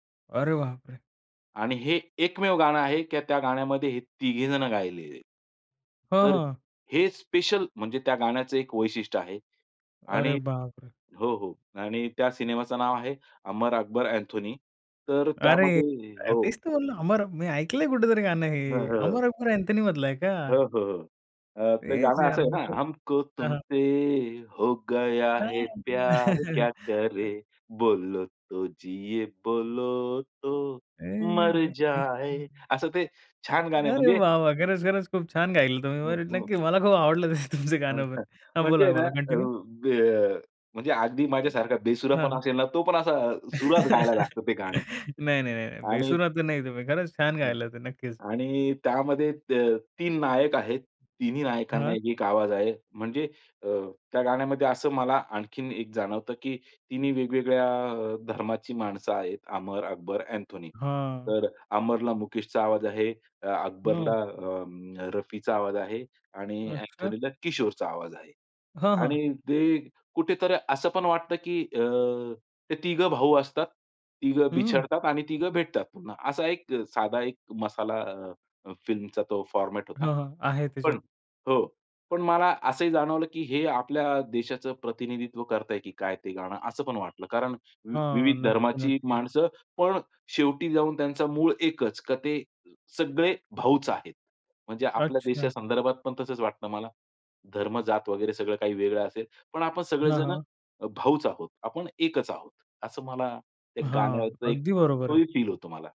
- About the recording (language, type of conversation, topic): Marathi, podcast, जुन्या गाण्यांना तुम्ही पुन्हा पुन्हा का ऐकता?
- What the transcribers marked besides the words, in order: put-on voice: "मी ऐकलंय कुठेतरी गाणं हे अमर अकबर अँथनी मधलं आहे का?"; unintelligible speech; tapping; in Hindi: "हमको तुमसे हो गया है … तो मर जाये"; singing: "हमको तुमसे हो गया है … तो मर जाये"; chuckle; singing: "ए, हे, हे, हे"; unintelligible speech; laughing while speaking: "तुम तुमचं गाणं, पण"; in English: "कंटिन्यू"; other background noise; chuckle; in English: "फॉर्मॅट"